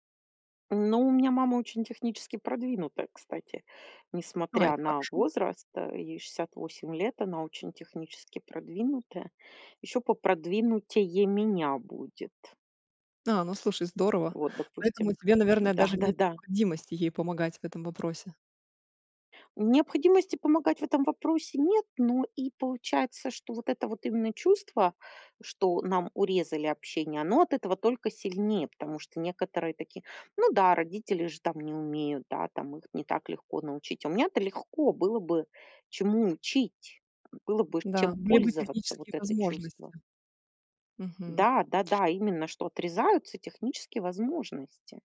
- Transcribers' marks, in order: tapping; laughing while speaking: "Да-да-да"; other background noise
- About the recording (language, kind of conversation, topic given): Russian, advice, Как справляться с трудностями поддержания связи в отношениях на расстоянии?